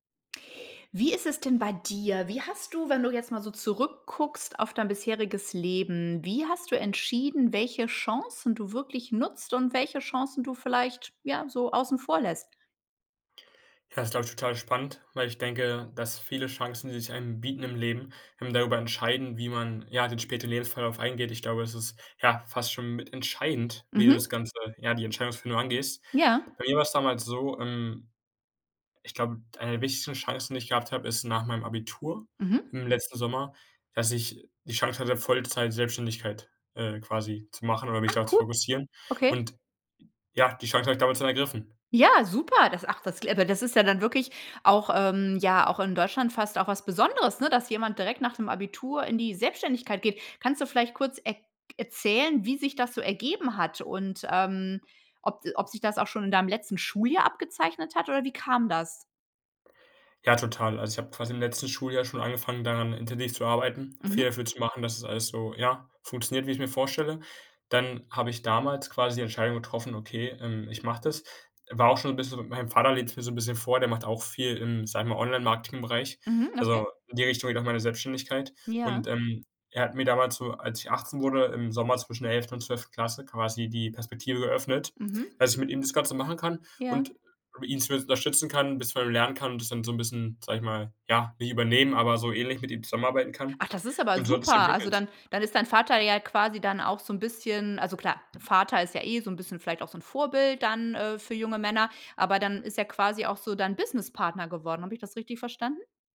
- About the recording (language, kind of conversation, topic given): German, podcast, Wie entscheidest du, welche Chancen du wirklich nutzt?
- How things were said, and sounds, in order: stressed: "entscheidend"; joyful: "Ah, cool"; joyful: "Ja, super"; stressed: "Besonderes"; joyful: "Ach, das ist aber super"; stressed: "Business-Partner"